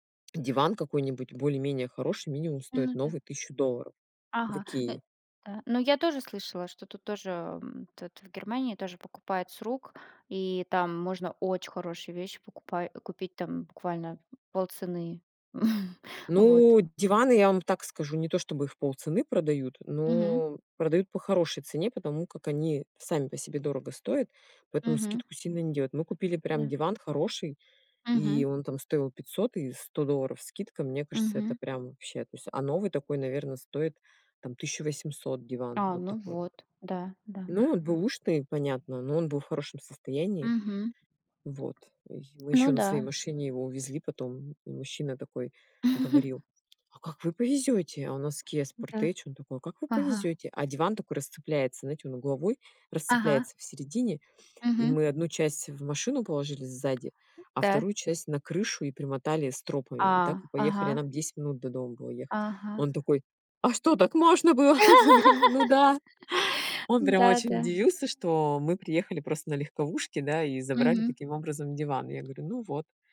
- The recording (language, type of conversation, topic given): Russian, unstructured, Вы когда-нибудь пытались договориться о скидке и как это прошло?
- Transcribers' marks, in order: stressed: "очень"; chuckle; tapping; other background noise; laughing while speaking: "Мы говорим: Ну да"; laugh